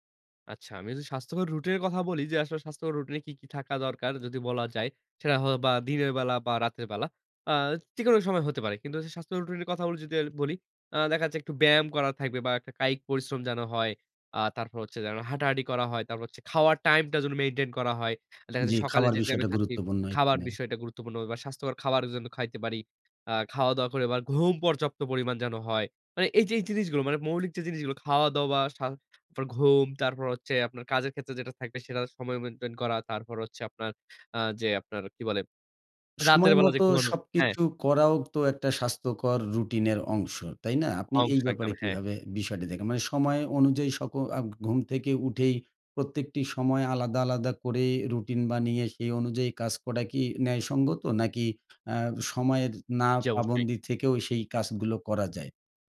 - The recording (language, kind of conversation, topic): Bengali, podcast, তুমি কীভাবে একটি স্বাস্থ্যকর সকালের রুটিন তৈরি করো?
- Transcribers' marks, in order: "রুটিনের" said as "রুটের"; "হয়তোবা" said as "হয়ওবা"; "কথাগুলো" said as "কথাগুল"; "টাইমে" said as "তাইমে"; stressed: "ঘুম"